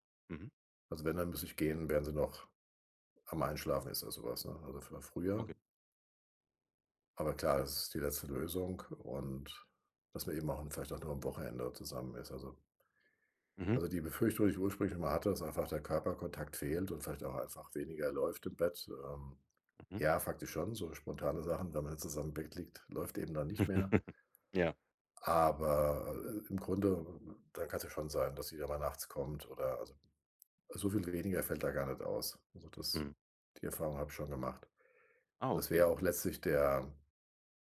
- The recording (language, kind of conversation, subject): German, advice, Wie beeinträchtigt Schnarchen von dir oder deinem Partner deinen Schlaf?
- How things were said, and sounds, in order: chuckle